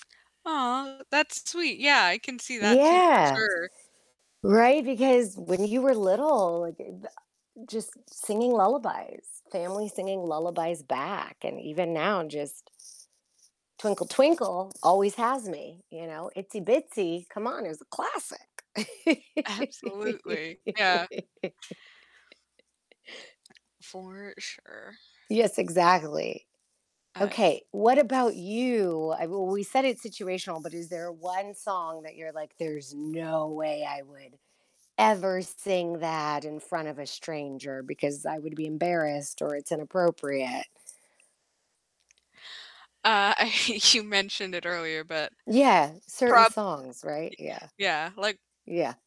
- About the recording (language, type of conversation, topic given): English, unstructured, How do you decide which songs are worth singing along to in a group and which are better kept quiet?
- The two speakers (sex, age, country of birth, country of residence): female, 30-34, United States, United States; female, 40-44, United States, United States
- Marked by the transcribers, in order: distorted speech; static; mechanical hum; other background noise; tapping; laughing while speaking: "Absolutely"; laugh; chuckle